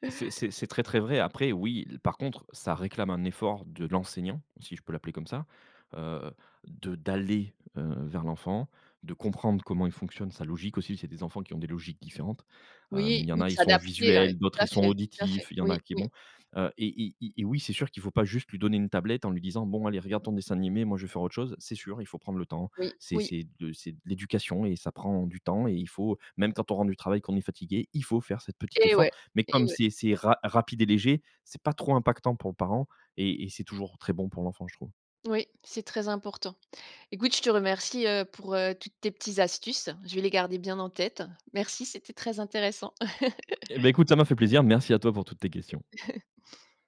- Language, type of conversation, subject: French, podcast, Comment rends-tu l’apprentissage amusant au quotidien ?
- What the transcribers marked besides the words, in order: laugh; chuckle